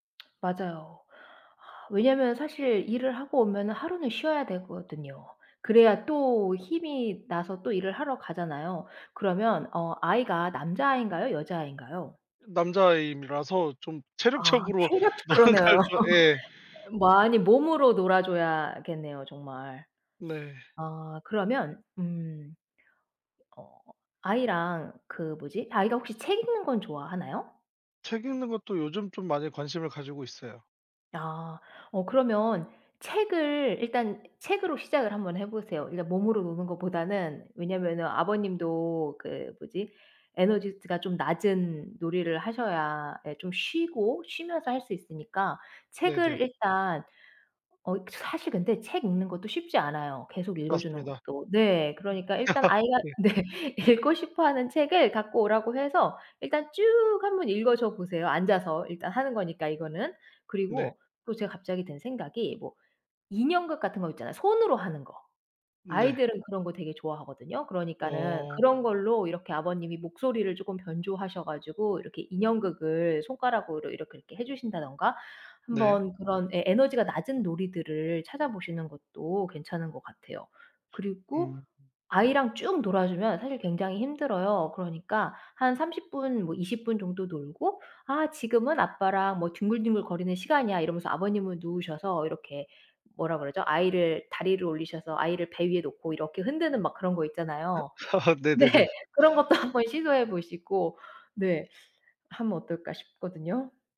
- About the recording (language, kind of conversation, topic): Korean, advice, 회사와 가정 사이에서 균형을 맞추기 어렵다고 느끼는 이유는 무엇인가요?
- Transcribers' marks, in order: tapping; sigh; laughing while speaking: "체력적으로 뭔가"; laugh; other background noise; teeth sucking; laughing while speaking: "네 읽고"; laugh; laugh; laughing while speaking: "네"; laughing while speaking: "한번"